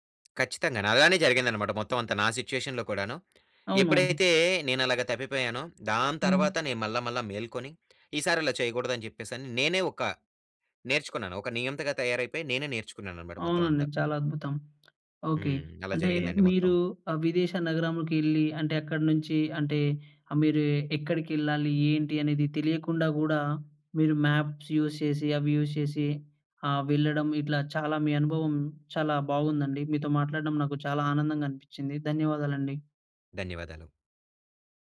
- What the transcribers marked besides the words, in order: tapping; in English: "సిట్యుయేషన్‌లో"; in English: "మ్యాప్స్ యూజ్"; in English: "యూజ్"
- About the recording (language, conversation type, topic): Telugu, podcast, విదేశీ నగరంలో భాష తెలియకుండా తప్పిపోయిన అనుభవం ఏంటి?